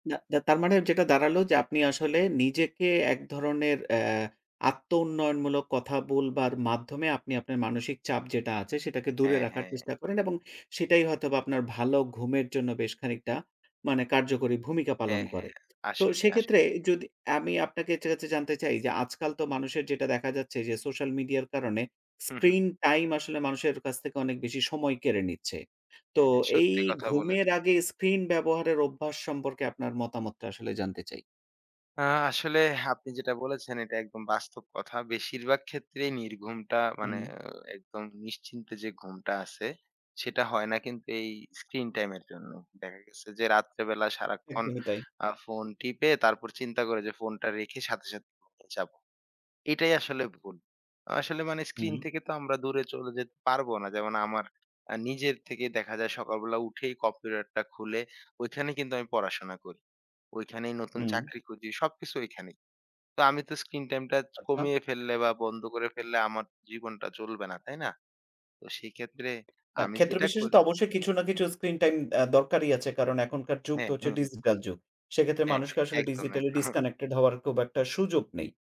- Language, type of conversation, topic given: Bengali, podcast, ভালো ঘুমের জন্য আপনার সহজ টিপসগুলো কী?
- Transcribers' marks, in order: tapping; other background noise; unintelligible speech; in English: "digitally disconnected"; scoff